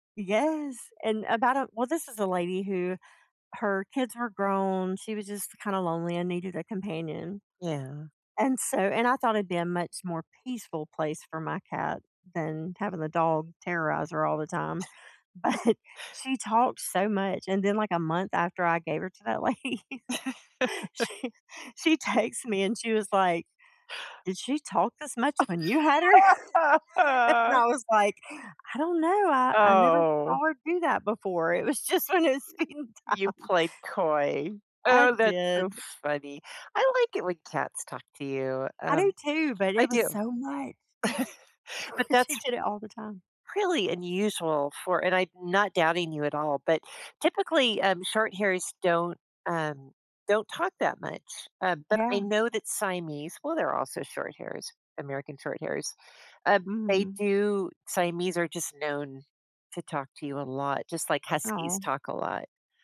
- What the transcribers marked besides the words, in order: chuckle; laughing while speaking: "But"; chuckle; laughing while speaking: "lady, she"; inhale; laugh; laughing while speaking: "and"; laughing while speaking: "it was just when it was feeding time"; other background noise; chuckle; laughing while speaking: "Well, she"
- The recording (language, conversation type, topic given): English, unstructured, What pet qualities should I look for to be a great companion?